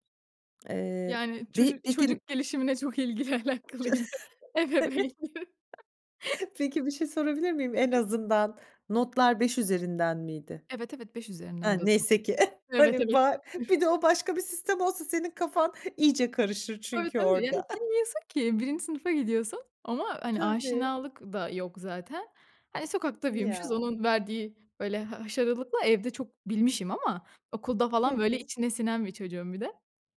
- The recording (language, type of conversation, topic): Turkish, podcast, Başkalarının beklentileriyle nasıl başa çıkıyorsun?
- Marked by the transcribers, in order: other background noise; laughing while speaking: "çok ilgili alakalıydı ebeveynim"; chuckle; laughing while speaking: "Evet"; chuckle; chuckle; unintelligible speech; chuckle; laughing while speaking: "hani, var, bir de o başka bir sistem olsa"; chuckle; chuckle